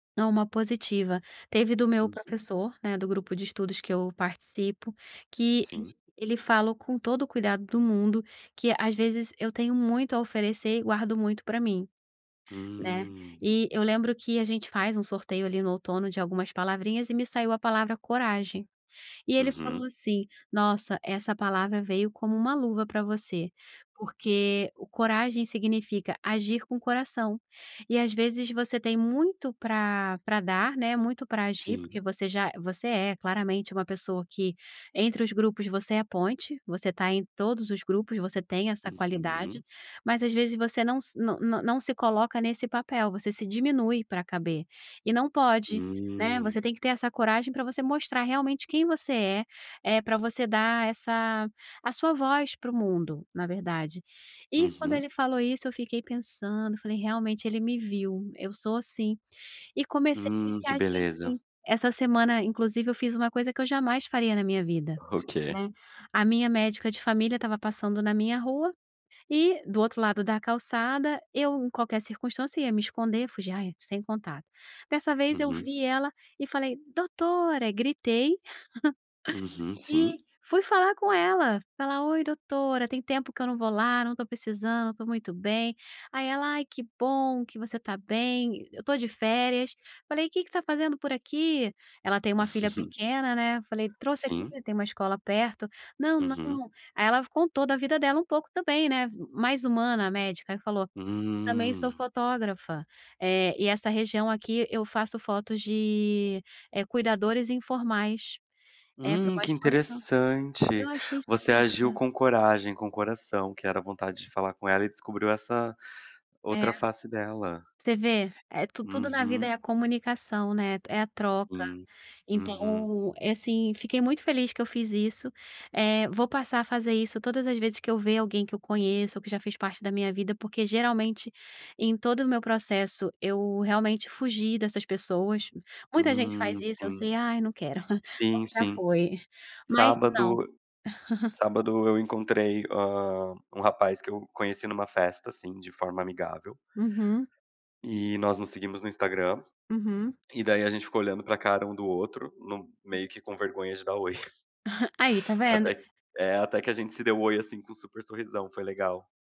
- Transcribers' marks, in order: other background noise; put-on voice: "Doutora"; giggle; chuckle; tapping; chuckle; chuckle
- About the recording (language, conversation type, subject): Portuguese, podcast, Como aceitar críticas sem perder a confiança criativa?